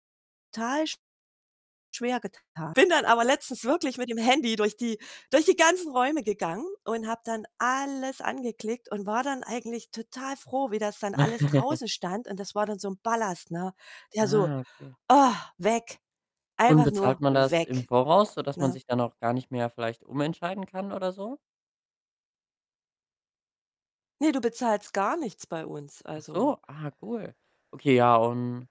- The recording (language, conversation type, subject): German, podcast, Wie entscheidest du, was weg kann und was bleibt?
- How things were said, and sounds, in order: distorted speech; stressed: "alles"; other background noise; giggle; other noise; stressed: "weg"